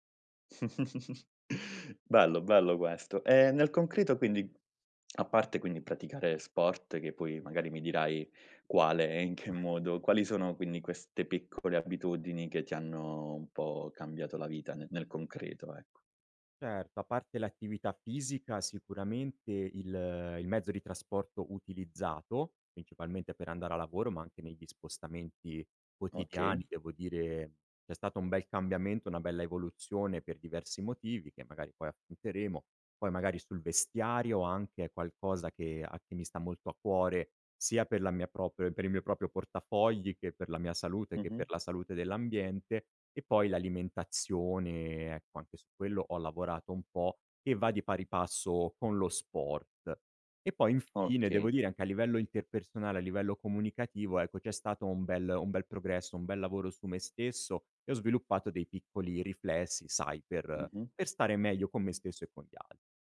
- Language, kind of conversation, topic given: Italian, podcast, Quali piccole abitudini quotidiane hanno cambiato la tua vita?
- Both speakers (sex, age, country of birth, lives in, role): male, 30-34, Italy, Italy, host; male, 35-39, Italy, France, guest
- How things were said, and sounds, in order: chuckle; "proprio" said as "propio"; "proprio" said as "propio"